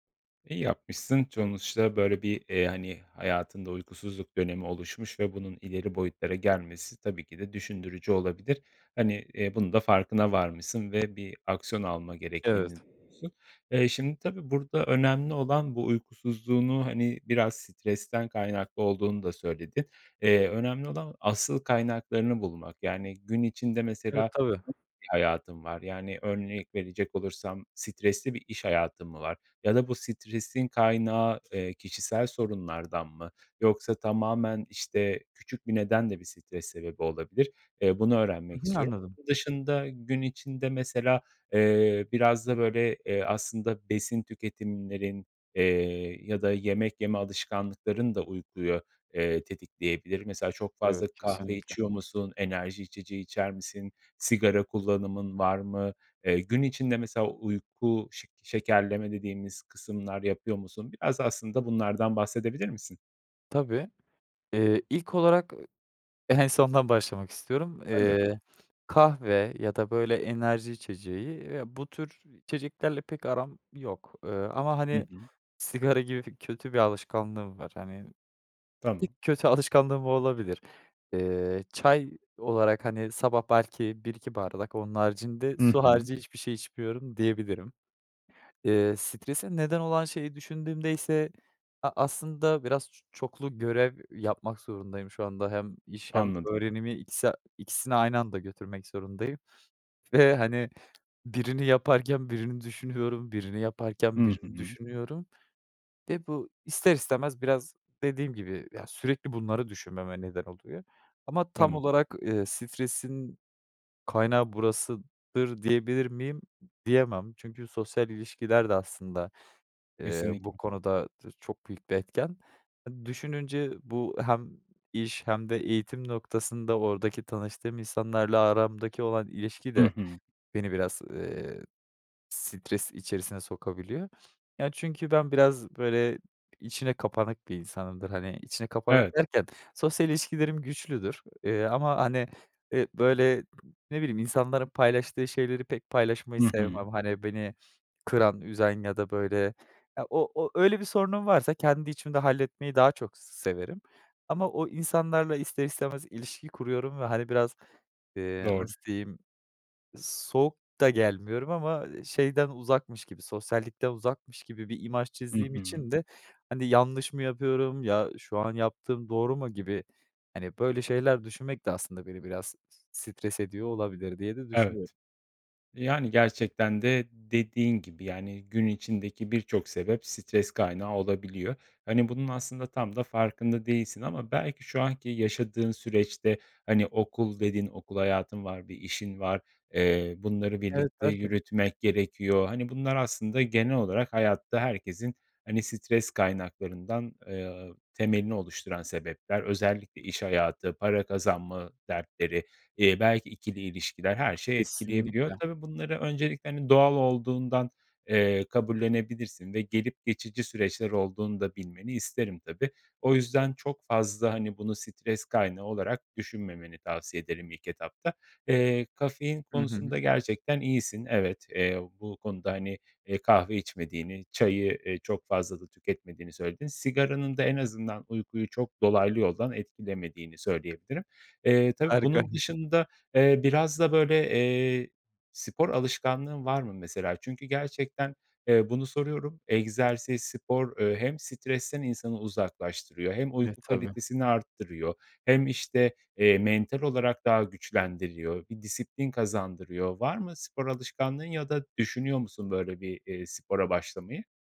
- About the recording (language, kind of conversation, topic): Turkish, advice, Stresten dolayı uykuya dalamakta zorlanıyor veya uykusuzluk mu yaşıyorsunuz?
- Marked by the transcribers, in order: tapping; "Sonuçta" said as "çonuçta"; unintelligible speech; unintelligible speech; laughing while speaking: "en sondan"; unintelligible speech; other background noise; snort